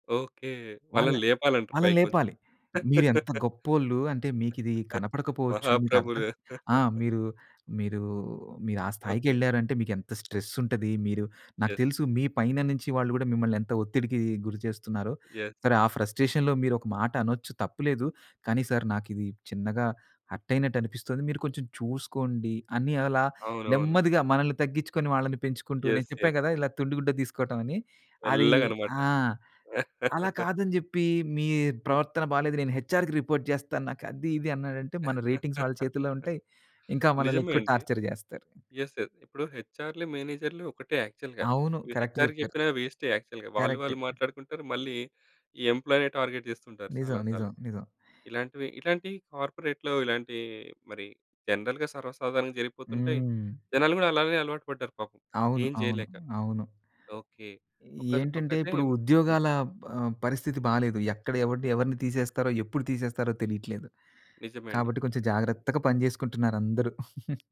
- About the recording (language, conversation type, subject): Telugu, podcast, ఒక క్లిష్టమైన సంభాషణ ప్రారంభించేటప్పుడు మీరు మొదట ఏం చేస్తారు?
- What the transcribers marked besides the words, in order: laugh; chuckle; chuckle; in English: "యెస్"; in English: "ఫ్రస్ట్రేషన్‌లో"; in English: "యెస్"; in English: "యెస్. యెస్"; laugh; in English: "హెచ్ఆర్‌కి రిపోర్ట్"; in English: "రేటింగ్స్"; laugh; in English: "యెస్. యెస్"; in English: "టార్చర్"; in English: "యాక్చువల్‌గా"; in English: "కరెక్ట్"; in English: "యాక్చువల్‌గా"; tapping; in English: "టార్గెట్"; in English: "కార్పొరేట్‌లో"; in English: "జనరల్‌గా"; chuckle